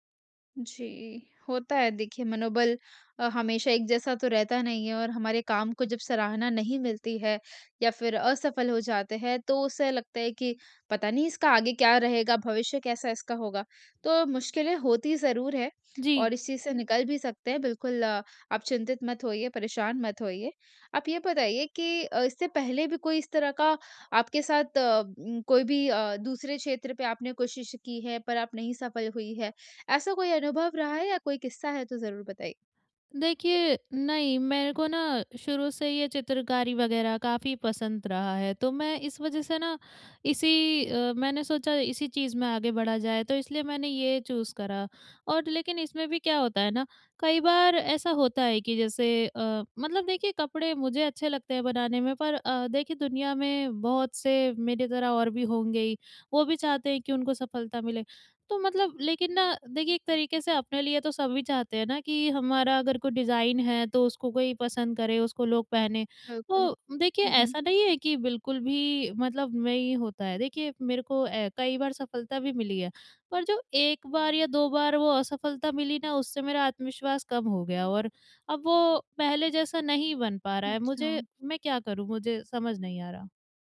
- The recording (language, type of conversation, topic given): Hindi, advice, असफलता का डर और आत्म-संदेह
- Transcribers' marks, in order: tapping; in English: "चूज़"; in English: "डिज़ाइन"